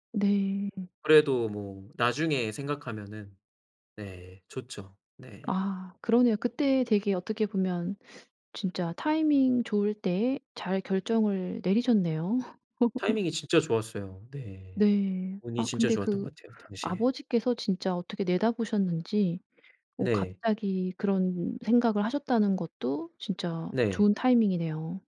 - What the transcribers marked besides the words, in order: other background noise; laugh
- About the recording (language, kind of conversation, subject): Korean, podcast, 처음 집을 샀을 때 기분이 어땠나요?